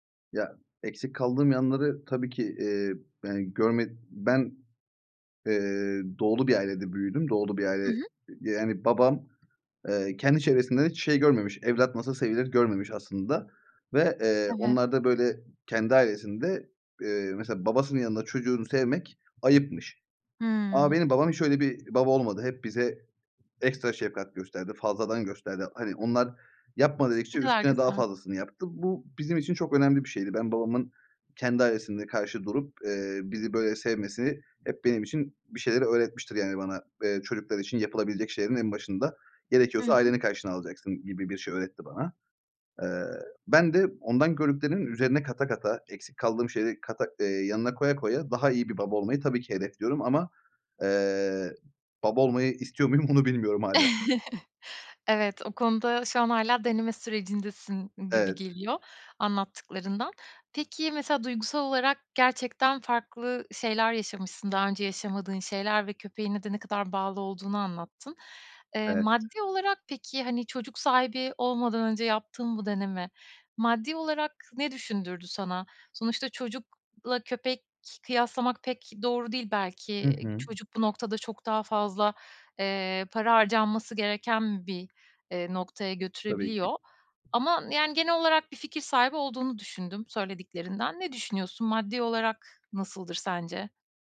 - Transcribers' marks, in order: other background noise; "şefkat" said as "şevkat"; laughing while speaking: "onu bilmiyorum hâlâ"; chuckle; tapping
- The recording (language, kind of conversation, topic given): Turkish, podcast, Çocuk sahibi olmaya hazır olup olmadığını nasıl anlarsın?